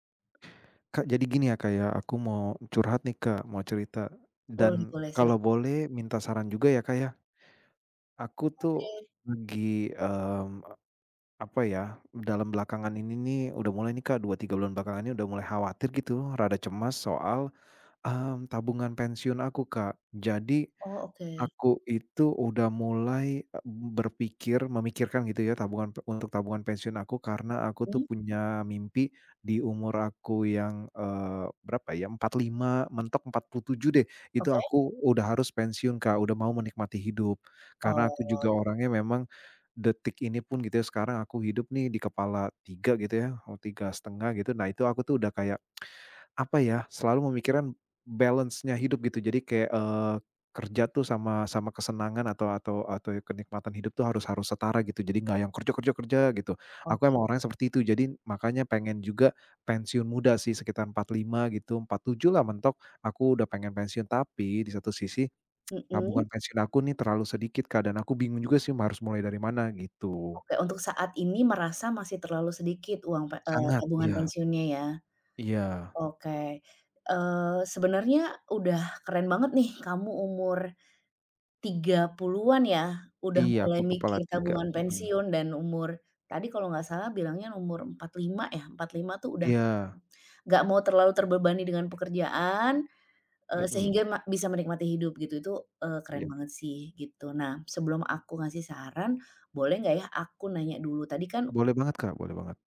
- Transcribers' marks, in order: other background noise; tongue click; in English: "balance-nya"; tsk
- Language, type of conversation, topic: Indonesian, advice, Bagaimana cara mulai merencanakan pensiun jika saya cemas tabungan pensiun saya terlalu sedikit?